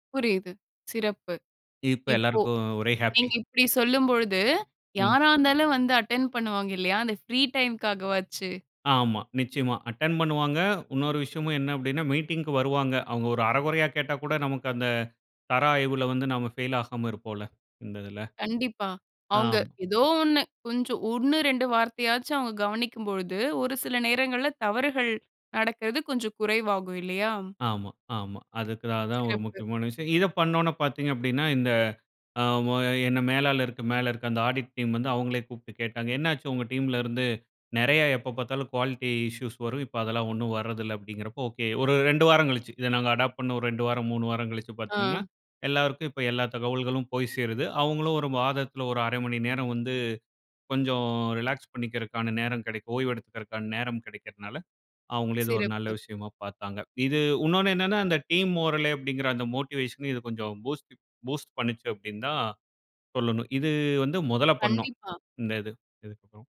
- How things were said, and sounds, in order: in English: "அட்டெண்ட்"; in English: "ஃப்ரீ டைம்‌காகவாச்சு"; in English: "அட்டெண்ட்"; in English: "மீட்டிங்‌க்கு"; in English: "டீம்‌ல"; in English: "குவாலிட்டி இஷ்யூஸ்"; in English: "அடாப்"; in English: "ரிலாக்ஸ்"; in English: "டீம் மோரல்"; in English: "மோட்டிவேஷன்"; in English: "பூஸ்ட் பூஸ்ட்"
- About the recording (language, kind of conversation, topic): Tamil, podcast, குழுவில் ஒத்துழைப்பை நீங்கள் எப்படிப் ஊக்குவிக்கிறீர்கள்?